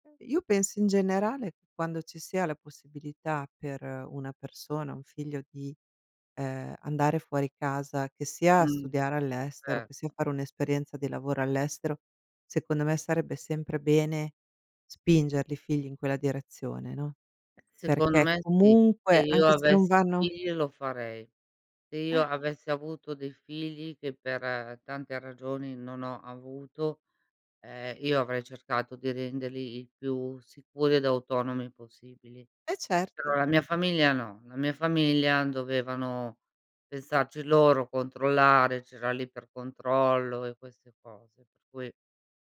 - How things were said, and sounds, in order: other background noise; tapping; "Secondo" said as "Seconno"
- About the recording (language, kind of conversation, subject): Italian, unstructured, Pensi che sia giusto dire sempre la verità ai familiari?